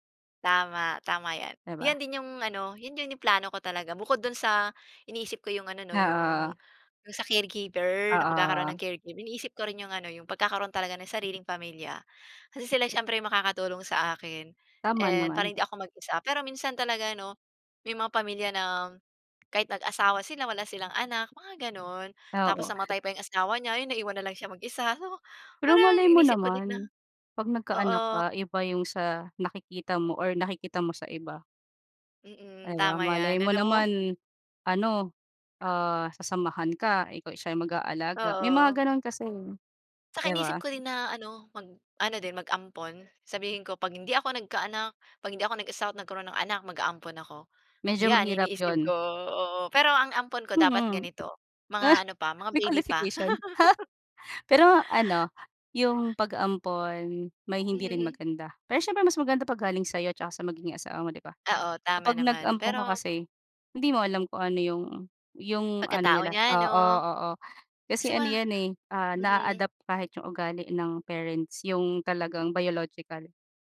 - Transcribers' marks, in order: tapping; other background noise; snort; dog barking; laugh; laughing while speaking: "Mhm"
- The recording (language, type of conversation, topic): Filipino, unstructured, Ano ang pinakakinatatakutan mong mangyari sa kinabukasan mo?